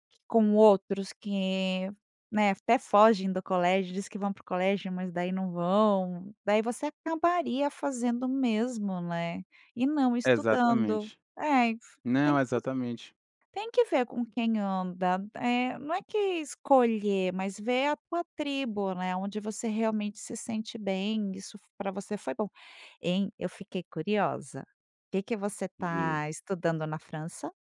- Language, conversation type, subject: Portuguese, podcast, Qual é a influência da família e dos amigos no seu estilo?
- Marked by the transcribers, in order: none